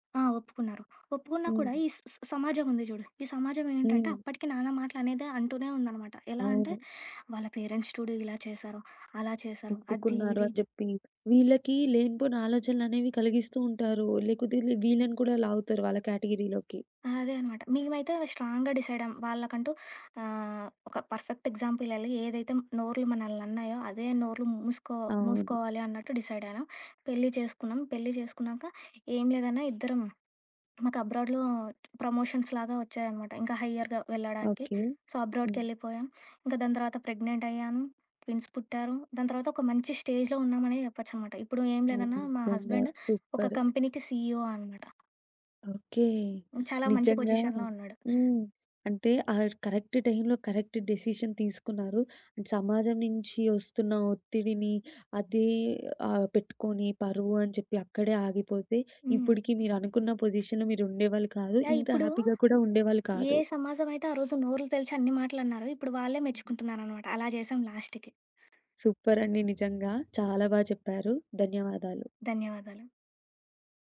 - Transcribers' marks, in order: other background noise; in English: "పేరెంట్స్"; in English: "కేటగిరీలోకి"; in English: "స్ట్రాంగ్‌గా"; in English: "పర్‌ఫెక్ట్ ఎగ్జాంపుల్"; in English: "ప్రమోషన్స్‌లాగా"; in English: "హయ్యర్‌గా"; in English: "సో"; in English: "ట్విన్స్"; in English: "స్టేజ్‌లో"; in English: "సూపర్"; in English: "హస్బెండ్"; in English: "కంపెనీకి"; in English: "పొజిషన్‌లో"; in English: "కరెక్ట్ టైమ్‌లో కరెక్ట్ డెసిషన్"; in English: "అండ్"; in English: "పొజిషన్‌లో"; in English: "హ్యాపీగా"; in English: "లాస్ట్‌కి"
- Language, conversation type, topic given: Telugu, podcast, సామాజిక ఒత్తిడి మరియు మీ అంతరాత్మ చెప్పే మాటల మధ్య మీరు ఎలా సమతుల్యం సాధిస్తారు?